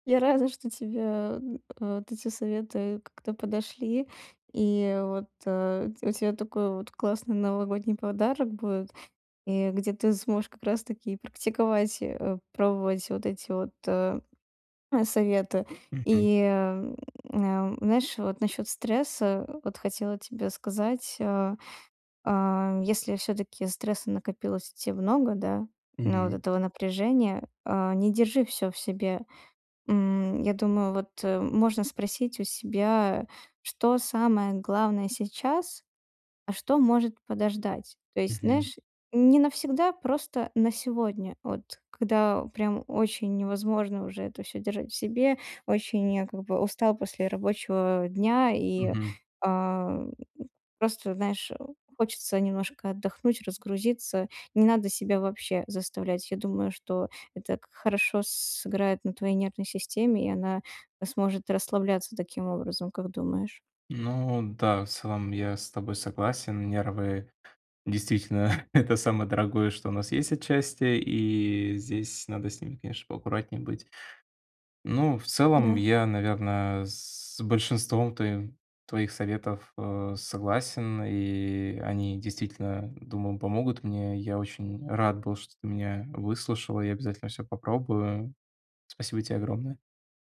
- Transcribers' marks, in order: laughing while speaking: "рада"; other background noise; chuckle
- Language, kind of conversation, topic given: Russian, advice, Как мне справиться с творческим беспорядком и прокрастинацией?
- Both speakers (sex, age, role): female, 20-24, advisor; male, 20-24, user